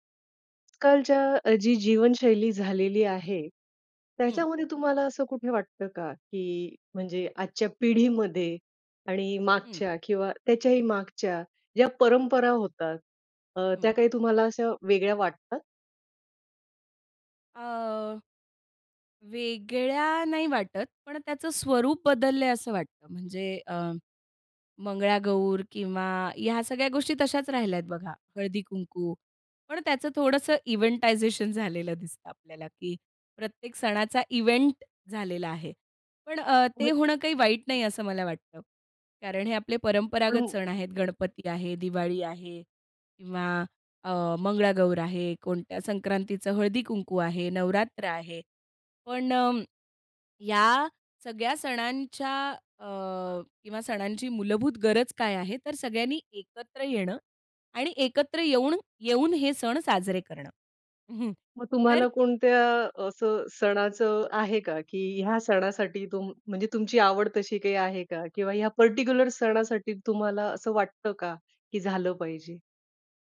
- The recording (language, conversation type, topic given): Marathi, podcast, कुठल्या परंपरा सोडाव्यात आणि कुठल्या जपाव्यात हे तुम्ही कसे ठरवता?
- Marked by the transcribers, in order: in English: "इव्हेंटायझेशन"; in English: "इव्हेंट"; in English: "परटिक्युलर"